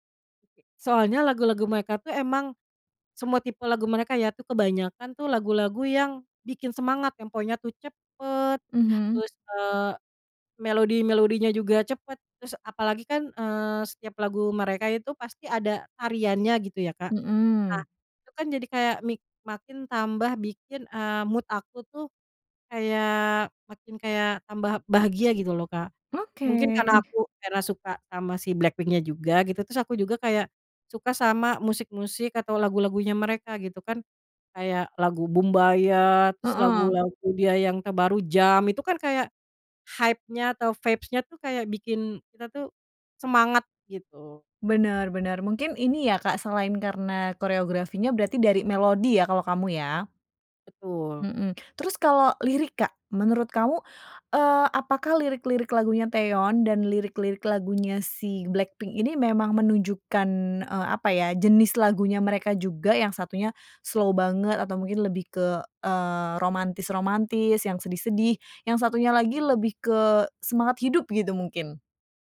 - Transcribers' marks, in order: in English: "mood"; in English: "hype-nya"; in English: "vibes-nya"; in English: "slow"
- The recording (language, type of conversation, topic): Indonesian, podcast, Bagaimana perubahan suasana hatimu memengaruhi musik yang kamu dengarkan?